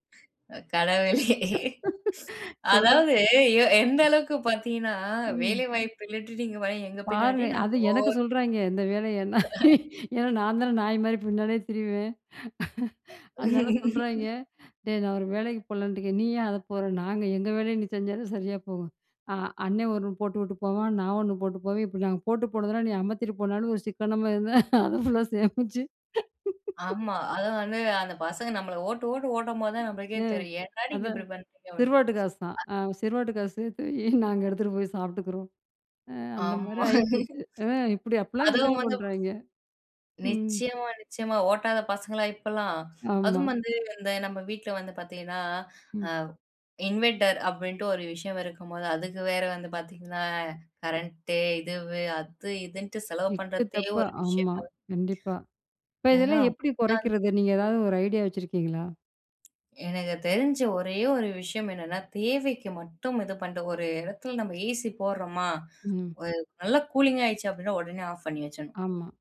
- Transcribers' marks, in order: other noise; laughing while speaking: "அ கடவுளே!"; sniff; laugh; chuckle; laughing while speaking: "நான் ஏன்னா நான்தான நாய் மாரி பின்னாடியே திரிவேன்"; laugh; laughing while speaking: "சிக்கனமா இருந்த அத ஃபுல்லா சேமிச்சு"; laugh; laughing while speaking: "நாங்க எடுத்துகிட்டு போய் சாப்பிட்டுக்கிறோம்"; laughing while speaking: "ஆமா"; other background noise; in English: "இன்வெர்டர்"; unintelligible speech
- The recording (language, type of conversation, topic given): Tamil, podcast, வீட்டிலேயே மின்சாரச் செலவை எப்படி குறைக்கலாம்?